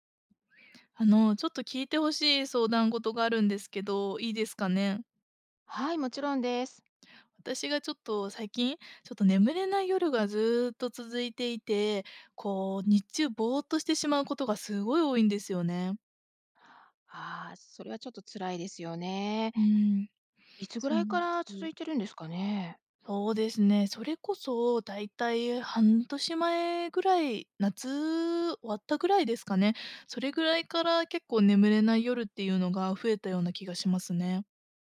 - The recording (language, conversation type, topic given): Japanese, advice, 眠れない夜が続いて日中ボーッとするのですが、どうすれば改善できますか？
- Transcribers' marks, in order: none